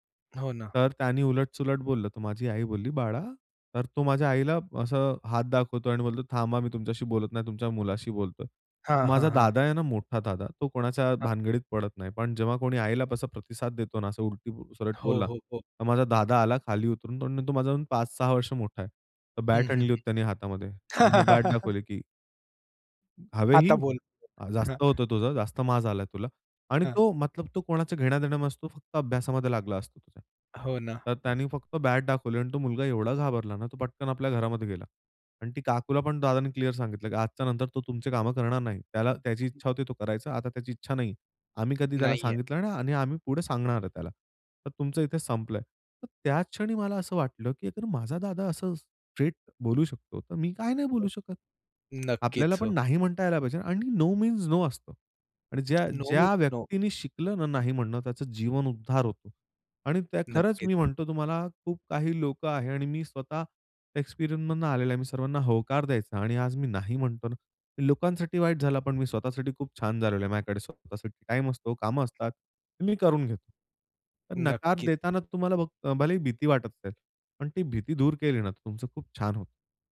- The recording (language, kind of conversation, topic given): Marathi, podcast, लोकांना नकार देण्याची भीती दूर कशी करावी?
- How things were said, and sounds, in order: other background noise; laugh; other noise; tapping; laughing while speaking: "हां"; in English: "नो मीन्स नो"; in English: "नो मीन्स नो"